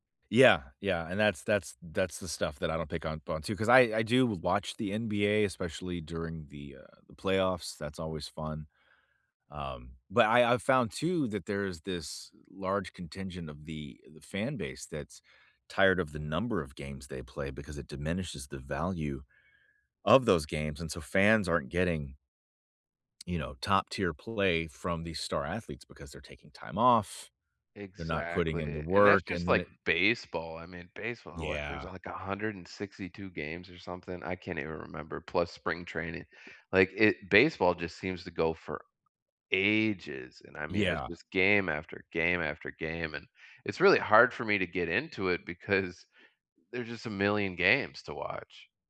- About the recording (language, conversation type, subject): English, unstructured, What is your favorite sport to watch or play?
- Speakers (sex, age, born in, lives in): male, 35-39, United States, United States; male, 50-54, United States, United States
- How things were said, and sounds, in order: stressed: "ages"